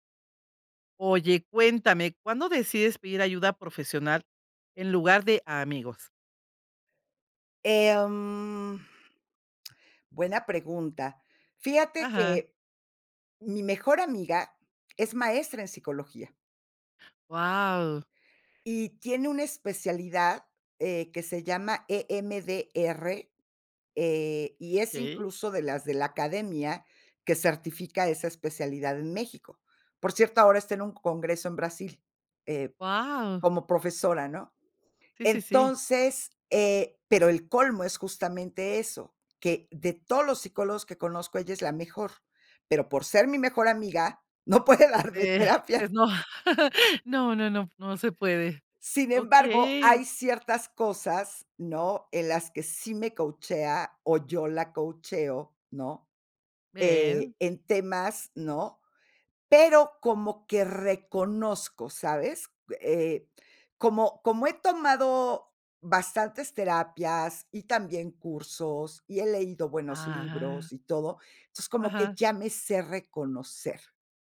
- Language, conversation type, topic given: Spanish, podcast, ¿Cuándo decides pedir ayuda profesional en lugar de a tus amigos?
- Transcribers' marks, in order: lip smack; laughing while speaking: "no puede darme terapia"; joyful: "Eh, pues no. No, no, no, no se puede. Okey"; chuckle